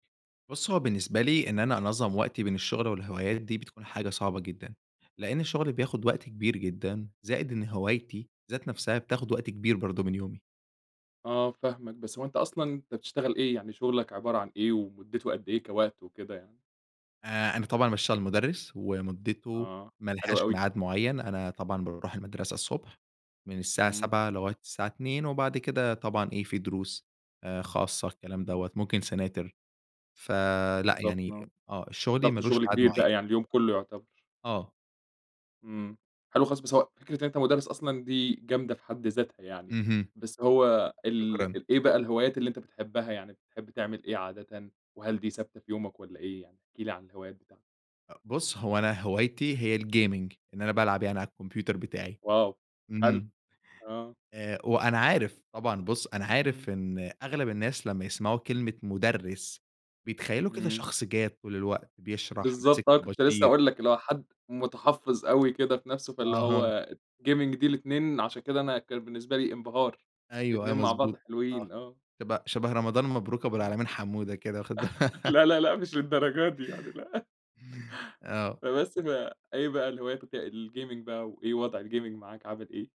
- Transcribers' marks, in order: in English: "سناتر"; in English: "الgaming"; in English: "Gaming"; laugh; laughing while speaking: "لأ، لأ، لأ، مش للدرجة دي يعني، لأ"; laughing while speaking: "با"; laugh; chuckle; in English: "الGaming"; in English: "الGaming"
- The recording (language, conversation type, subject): Arabic, podcast, إزاي بتنظّم وقتك بين الشغل وهواياتك؟